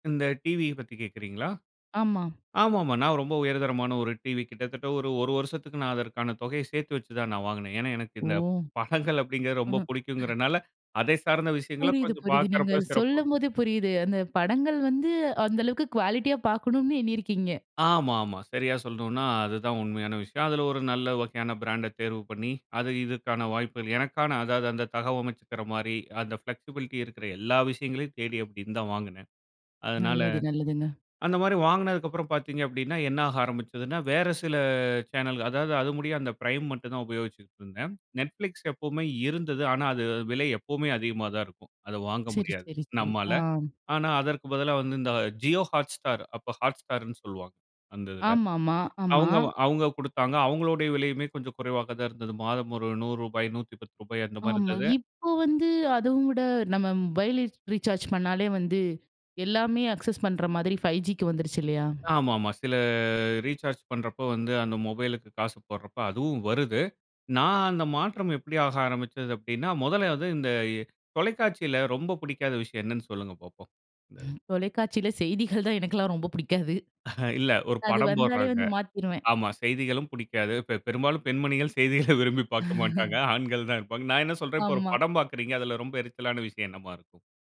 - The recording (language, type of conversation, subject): Tamil, podcast, ஸ்ட்ரீமிங் சேனல்களும் தொலைக்காட்சியும் எவ்வாறு வேறுபடுகின்றன?
- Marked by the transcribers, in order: "படங்கள்" said as "பகல்கள்"; chuckle; chuckle; other background noise; in English: "குவாலிட்டியா"; in English: "பிராண்ட"; in English: "ஃப்ளெக்ஸிபிலிட்டி"; in English: "பிரைம்"; in English: "வைலைஃப் ரீசார்ஜ்"; in English: "அக்சஸ்"; drawn out: "சில"; in English: "ரீசார்ஜ்"; laughing while speaking: "தொலைக்காட்சியில செய்திகள் தான் எனக்கெல்லாம் ரொம்ப பிடிக்காது"; unintelligible speech; chuckle; laughing while speaking: "செய்திகள விரும்பி பாக்க மாட்டாங்க. ஆண்கள் … ஒரு படம் பாக்குறீங்க"; chuckle